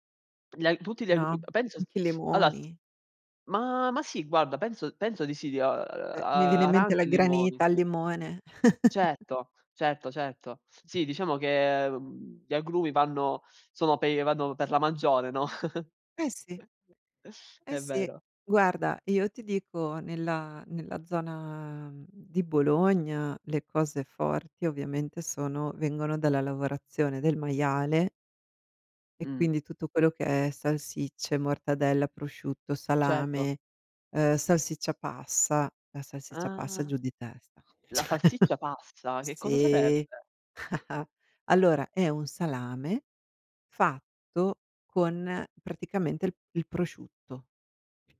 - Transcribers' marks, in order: sniff; "allora" said as "alloa"; chuckle; other background noise; tapping; chuckle; drawn out: "Ah"; chuckle; drawn out: "Sì"; chuckle
- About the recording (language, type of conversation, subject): Italian, unstructured, Qual è l’importanza del cibo nella tua cultura?